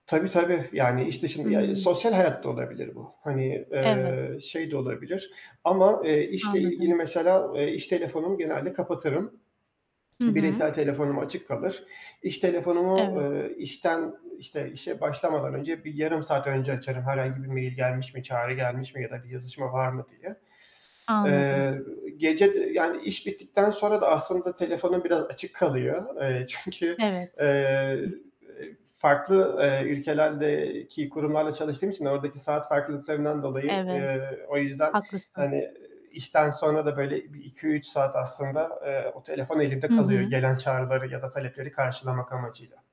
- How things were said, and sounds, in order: static; other background noise; laughing while speaking: "çünkü"
- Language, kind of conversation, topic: Turkish, podcast, İş-yaşam dengesini nasıl kuruyorsun?